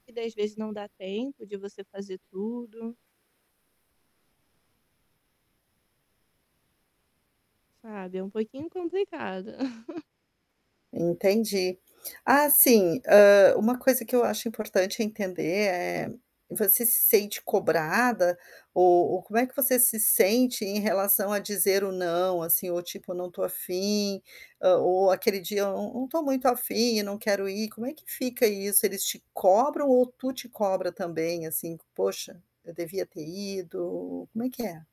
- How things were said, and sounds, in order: static; tapping; chuckle
- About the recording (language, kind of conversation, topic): Portuguese, advice, Como lidar com amigos que insistem para você participar de festas às quais você não quer ir?